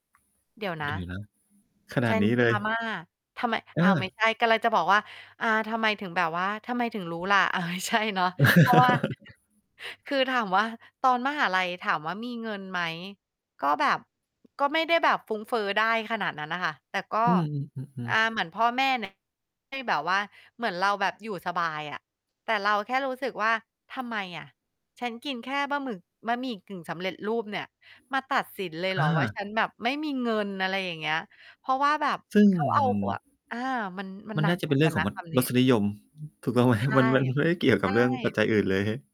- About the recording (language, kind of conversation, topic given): Thai, podcast, คุณเคยมีประสบการณ์ถูกตัดสินจากอาหารที่คุณกินไหม?
- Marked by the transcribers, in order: other background noise; laughing while speaking: "ไม่ใช่"; chuckle; tapping; distorted speech